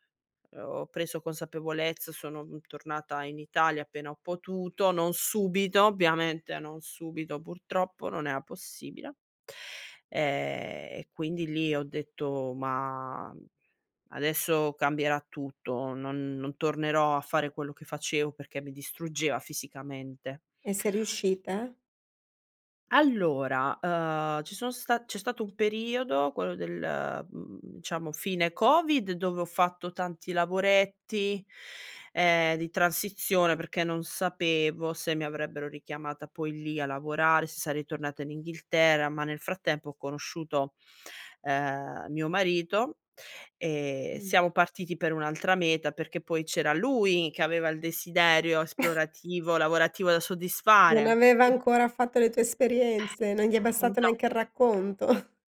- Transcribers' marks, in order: "era" said as "ea"; chuckle; chuckle
- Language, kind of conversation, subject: Italian, podcast, Quali segnali indicano che è ora di cambiare lavoro?